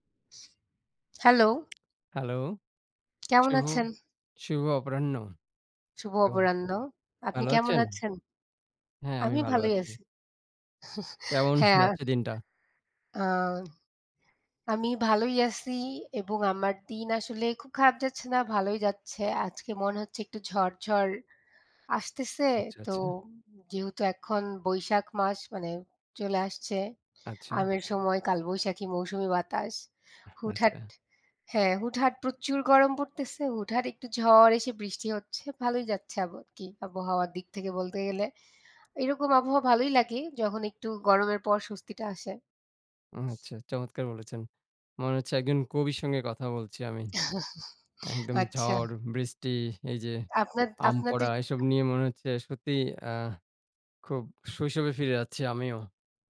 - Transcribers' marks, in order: lip smack; chuckle; other background noise; tapping; laughing while speaking: "আচ্ছা"; chuckle; "আপনাদের" said as "আপনাদে"
- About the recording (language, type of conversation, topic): Bengali, unstructured, আপনার পরিবারের মধ্যে কে আপনার সবচেয়ে বেশি সহায়তা করে, আর কেন?